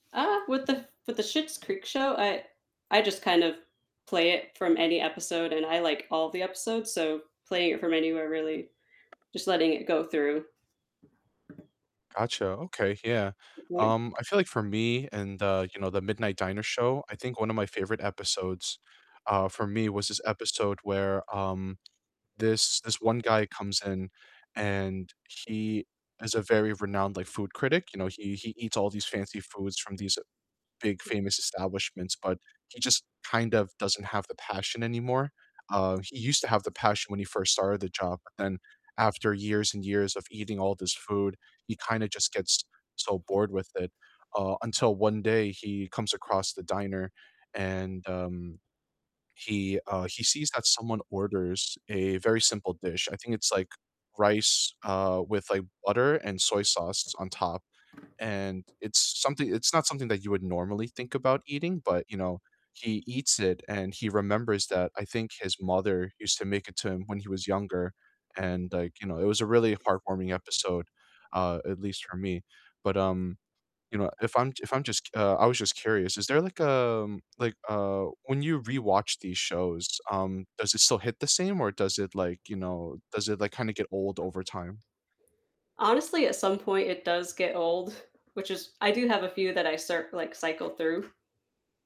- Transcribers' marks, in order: static; other background noise; tapping; chuckle
- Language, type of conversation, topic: English, unstructured, Which comfort shows do you rewatch for a pick-me-up, and what makes them your cozy go-tos?
- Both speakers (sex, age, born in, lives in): female, 30-34, United States, United States; male, 25-29, United States, United States